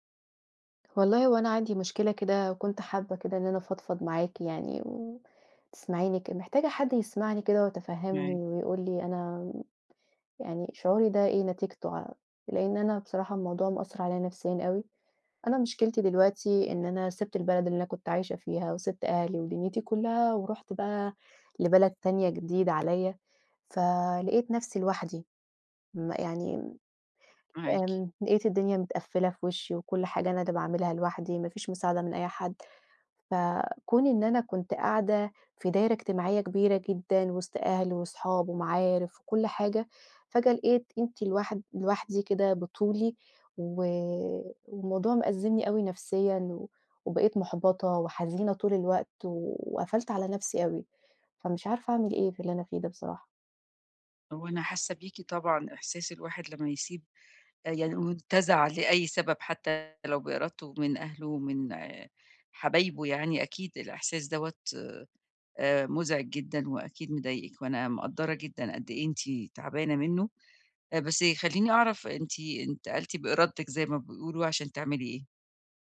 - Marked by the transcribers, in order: other street noise
- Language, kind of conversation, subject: Arabic, advice, إزاي أتعامل مع الانتقال لمدينة جديدة وإحساس الوحدة وفقدان الروتين؟